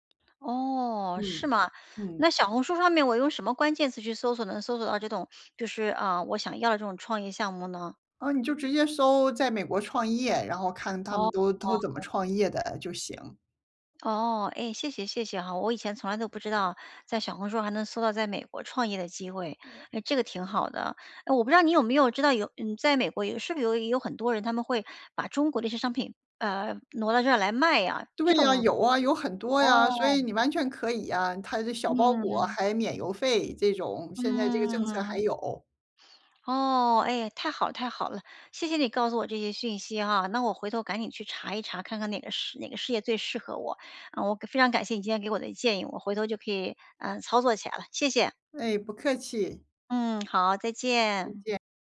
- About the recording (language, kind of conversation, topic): Chinese, advice, 在资金有限的情况下，我该如何开始一个可行的创业项目？
- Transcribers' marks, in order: sniff